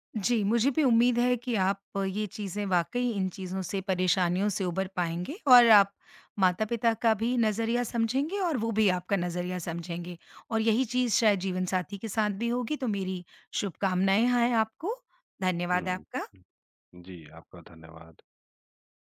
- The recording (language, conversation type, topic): Hindi, advice, शादी के बाद जीवनशैली बदलने पर माता-पिता की आलोचना से आप कैसे निपट रहे हैं?
- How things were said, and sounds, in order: other background noise